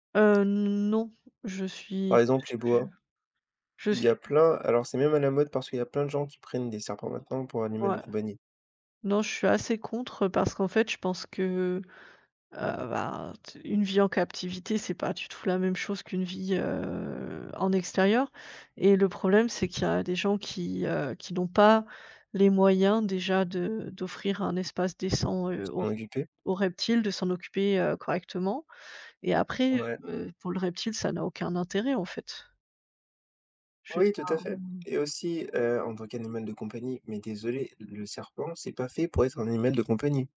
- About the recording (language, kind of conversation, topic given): French, unstructured, Qu’est-ce qui vous met en colère face à la chasse illégale ?
- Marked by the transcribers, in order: other background noise; tapping; drawn out: "heu"